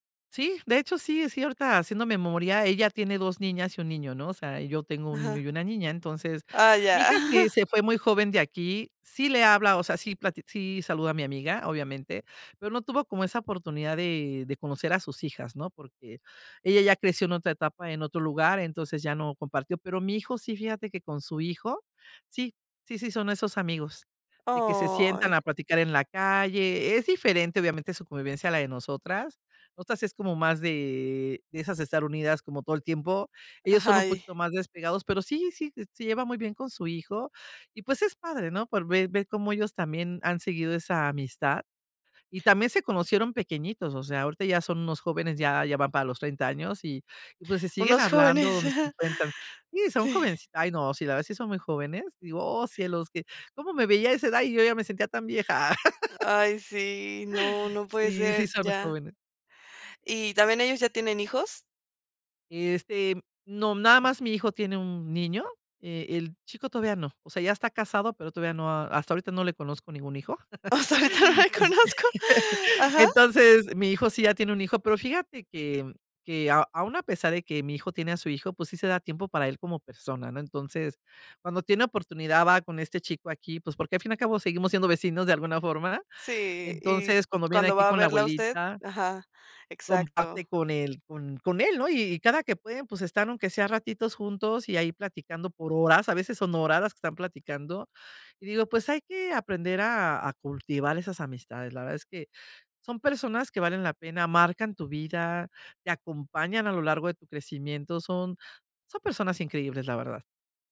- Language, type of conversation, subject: Spanish, podcast, ¿Qué consejos tienes para mantener amistades a largo plazo?
- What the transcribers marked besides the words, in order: chuckle; other background noise; chuckle; laugh; laughing while speaking: "Este"; laughing while speaking: "Hasta ahorita no conozco"